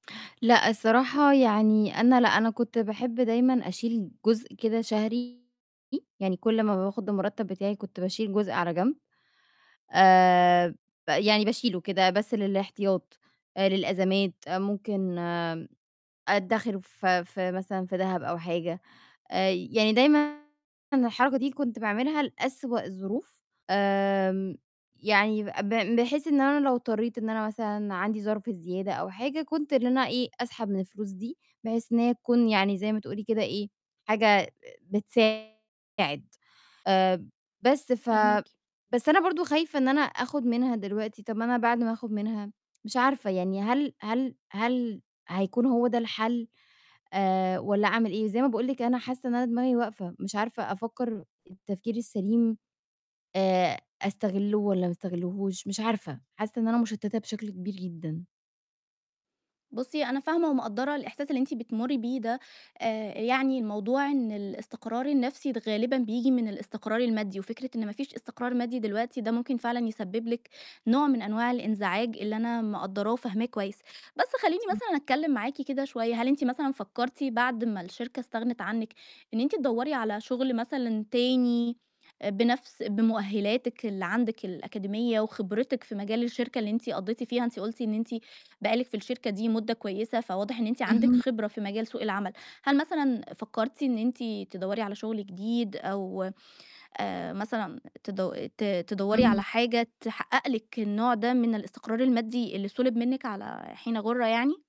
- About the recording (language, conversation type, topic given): Arabic, advice, أعمل إيه لو اتفصلت من الشغل فجأة ومش عارف/ة أخطط لمستقبلي المادي والمهني؟
- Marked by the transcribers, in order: distorted speech